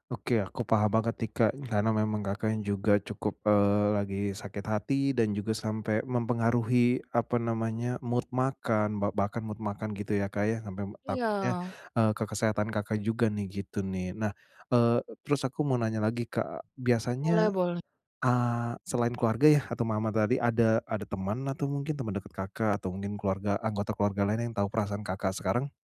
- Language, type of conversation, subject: Indonesian, advice, Bagaimana cara tetap menikmati perayaan saat suasana hati saya sedang rendah?
- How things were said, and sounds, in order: in English: "mood"; in English: "mood"; tapping